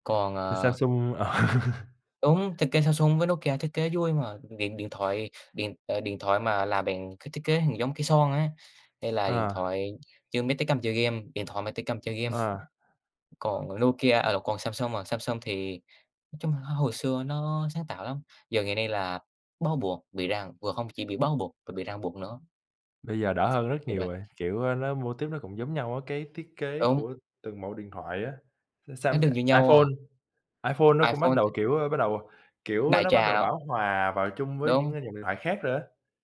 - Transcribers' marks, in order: laughing while speaking: "ờ"; laugh; other background noise; tapping; laughing while speaking: "game"
- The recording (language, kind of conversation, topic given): Vietnamese, unstructured, Công nghệ hiện đại có khiến cuộc sống của chúng ta bị kiểm soát quá mức không?